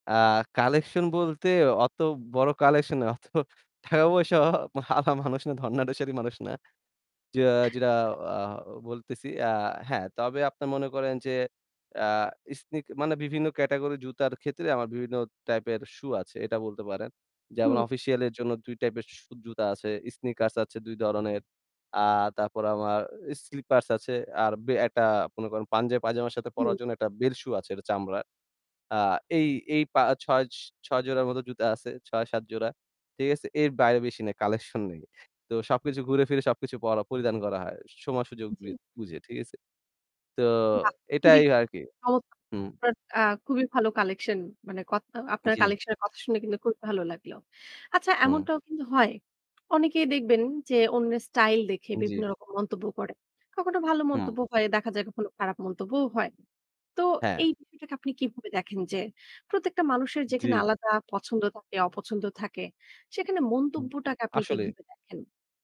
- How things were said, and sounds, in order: laughing while speaking: "অত টাকা পয়সা ওয়া আলা মানুষ না"; other noise; static; "ধরনের" said as "দরনের"; unintelligible speech; other background noise
- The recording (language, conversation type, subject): Bengali, podcast, কেন আপনি মনে করেন মানুষ অন্যের স্টাইল নিয়ে মন্তব্য করে?